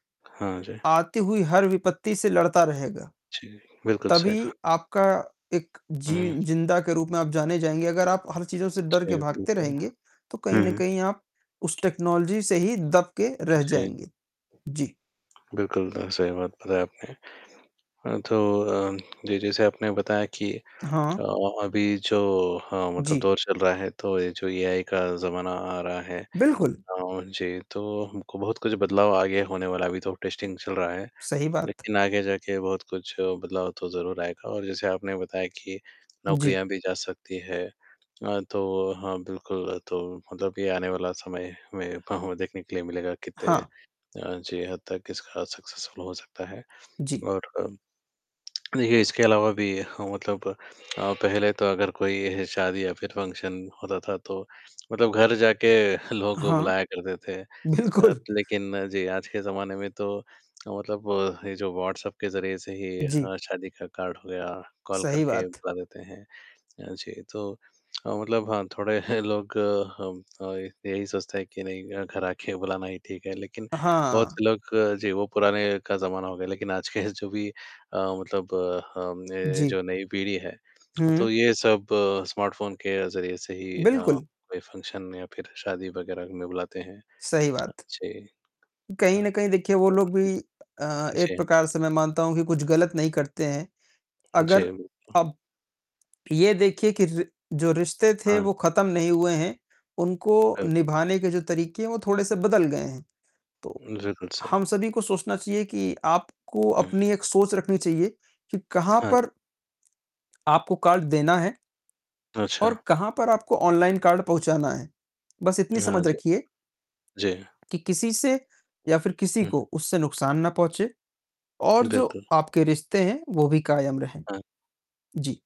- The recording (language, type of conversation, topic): Hindi, unstructured, आपकी ज़िंदगी में तकनीक की क्या भूमिका है?
- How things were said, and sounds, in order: distorted speech; tapping; in English: "टेक्नोलॉज़ी"; in English: "एआई"; in English: "टेस्टिंग"; other noise; unintelligible speech; in English: "सक्सेसफुल"; other background noise; in English: "फ़ंक्शन"; chuckle; laughing while speaking: "बिल्कुल"; chuckle; laughing while speaking: "आके"; laughing while speaking: "के"; tongue click; in English: "स्मार्टफ़ोन"; in English: "फ़ंक्शन"; mechanical hum